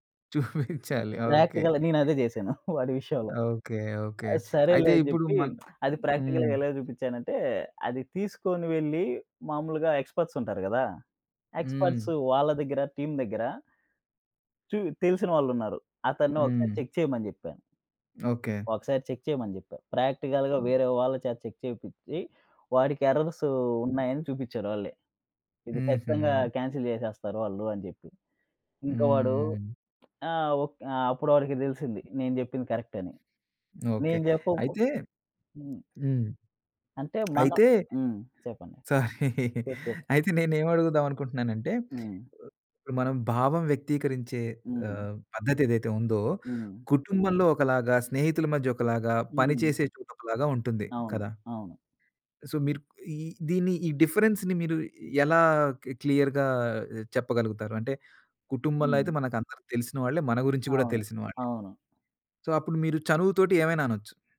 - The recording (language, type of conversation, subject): Telugu, podcast, సంబంధాల్లో మీ భావాలను సహజంగా, స్పష్టంగా ఎలా వ్యక్తపరుస్తారు?
- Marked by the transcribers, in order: laughing while speaking: "చూపించాలి"; in English: "ప్రాక్టికల్"; other background noise; chuckle; lip smack; in English: "ప్రాక్టికల్‌గా"; in English: "ఎక్స్‌పర్ట్స్"; in English: "ఎక్స్‌పర్ట్స్"; in English: "టీమ్"; in English: "చెక్"; in English: "చెక్"; in English: "ప్రాక్టికల్‌గా"; in English: "చెక్"; in English: "ఎర్రర్స్"; in English: "కాన్సెల్"; in English: "కరెక్ట్"; tapping; chuckle; in English: "సో"; in English: "డిఫరెన్స్‌ని"; in English: "క్లియర్‌గా"; in English: "సో"